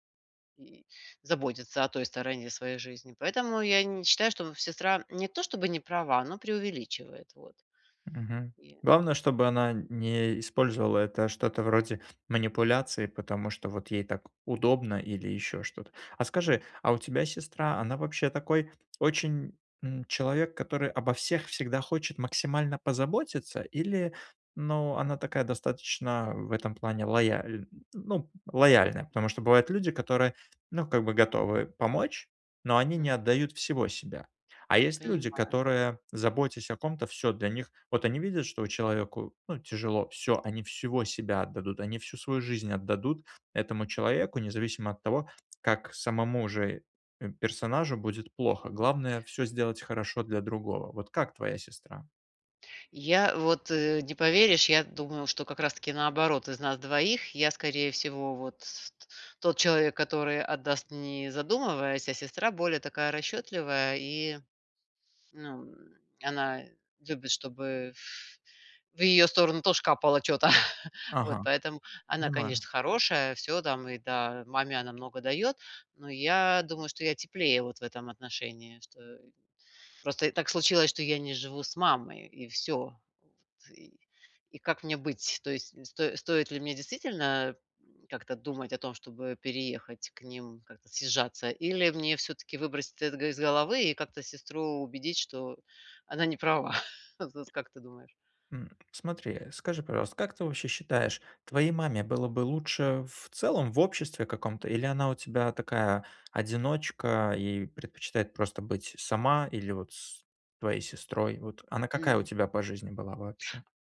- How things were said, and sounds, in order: tapping; other background noise; chuckle; chuckle; unintelligible speech
- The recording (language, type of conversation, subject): Russian, advice, Как организовать уход за пожилым родителем и решить семейные споры о заботе и расходах?